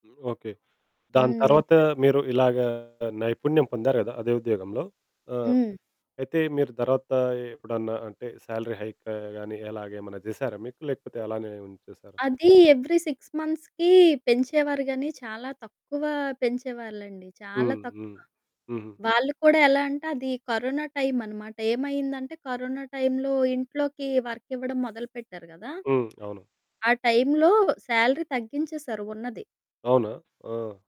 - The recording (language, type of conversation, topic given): Telugu, podcast, ఇంటర్వ్యూలో శరీరభాషను సమర్థంగా ఎలా వినియోగించాలి?
- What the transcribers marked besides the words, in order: distorted speech; other background noise; in English: "సాలరీ హైక్"; in English: "ఎవ్రీ సిక్స్ మంత్స్‌కి"; in English: "వర్క్"; in English: "సాలరీ"